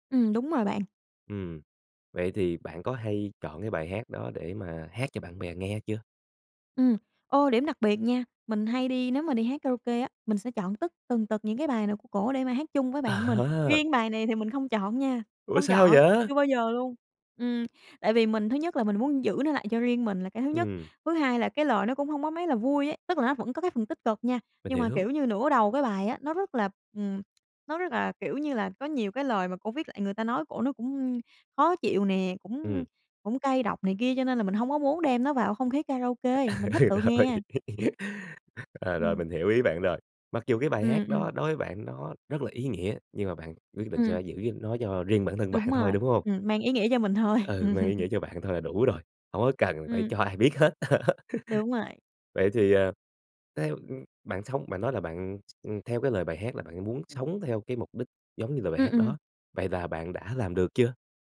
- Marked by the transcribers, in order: laughing while speaking: "À!"; tapping; laughing while speaking: "À, rồi"; laugh; laughing while speaking: "thôi"; laugh; laugh
- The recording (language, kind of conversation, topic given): Vietnamese, podcast, Bạn có một bài hát nào gắn với cả cuộc đời mình như một bản nhạc nền không?
- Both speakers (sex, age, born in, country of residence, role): female, 25-29, Vietnam, Vietnam, guest; male, 20-24, Vietnam, Vietnam, host